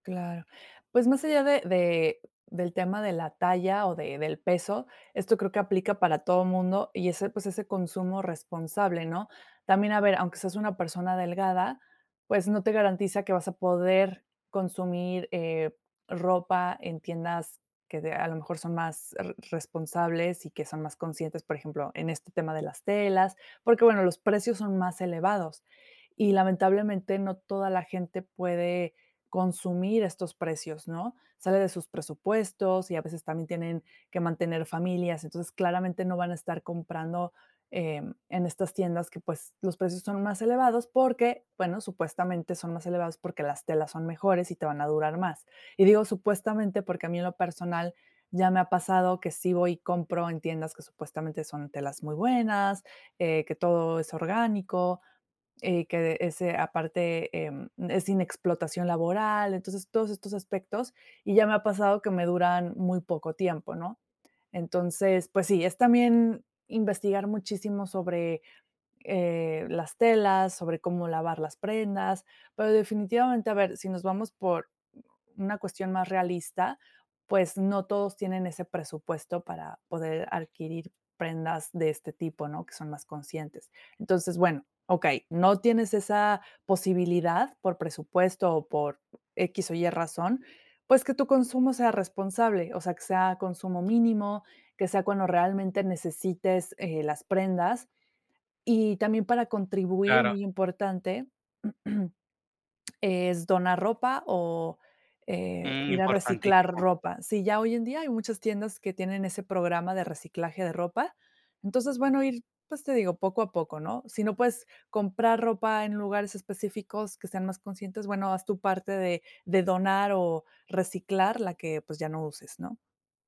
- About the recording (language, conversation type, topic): Spanish, podcast, Oye, ¿qué opinas del consumo responsable en la moda?
- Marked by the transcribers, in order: other background noise; tapping; throat clearing